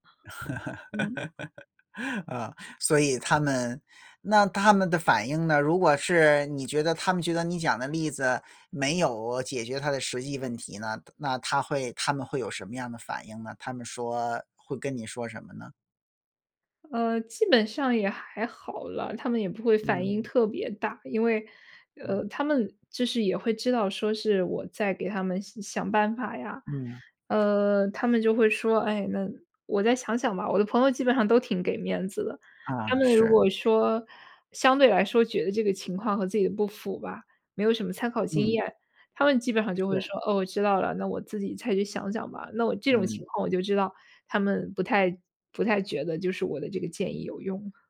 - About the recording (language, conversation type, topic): Chinese, podcast, 当对方情绪低落时，你会通过讲故事来安慰对方吗？
- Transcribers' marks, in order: laugh; other background noise